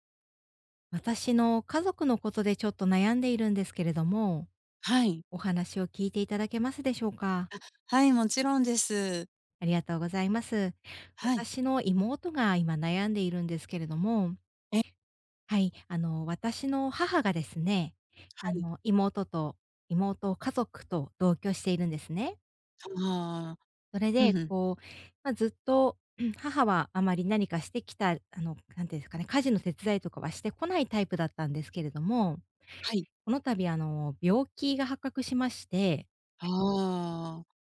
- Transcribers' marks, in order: tapping; throat clearing; other background noise
- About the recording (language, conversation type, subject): Japanese, advice, 介護と仕事をどのように両立すればよいですか？